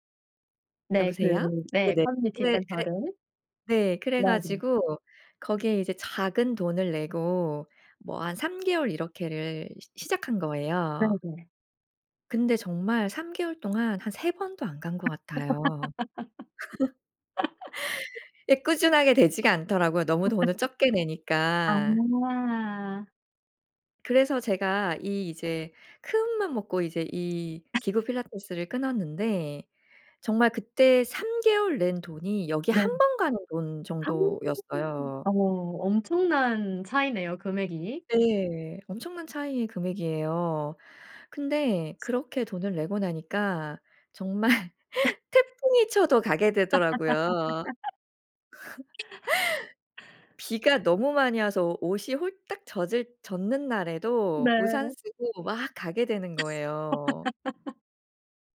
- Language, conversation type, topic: Korean, podcast, 꾸준함을 유지하는 비결이 있나요?
- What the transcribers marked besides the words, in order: unintelligible speech; laugh; other background noise; laugh; laugh; laugh; gasp; laughing while speaking: "정말"; laugh; laugh